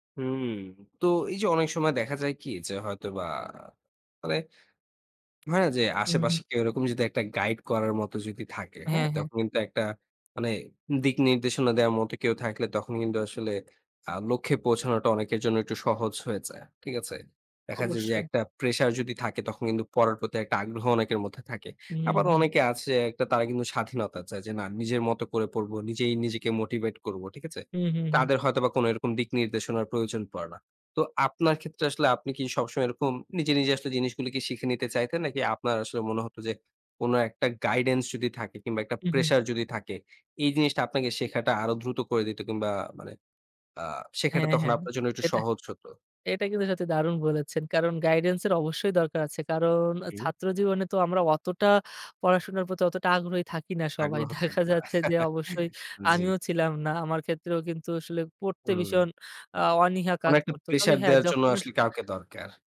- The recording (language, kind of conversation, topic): Bengali, podcast, টিউটরিং নাকি নিজে শেখা—তুমি কোনটা পছন্দ করো?
- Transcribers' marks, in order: tapping; laughing while speaking: "দেখা যাচ্ছে যে"; laugh